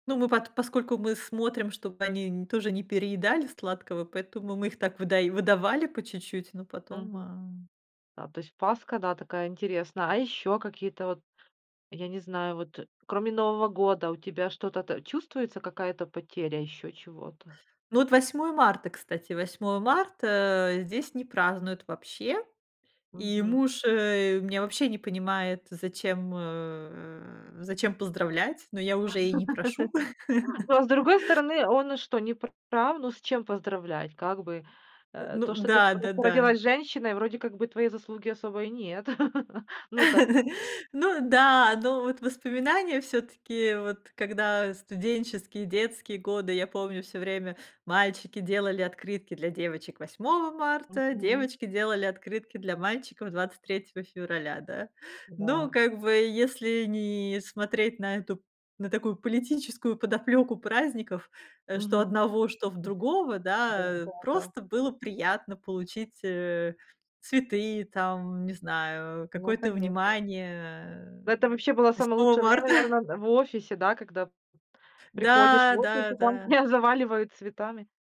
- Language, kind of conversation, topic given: Russian, podcast, Как миграция повлияла на семейные праздники и обычаи?
- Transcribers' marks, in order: laugh; chuckle; other noise; laughing while speaking: "восьмого Марта"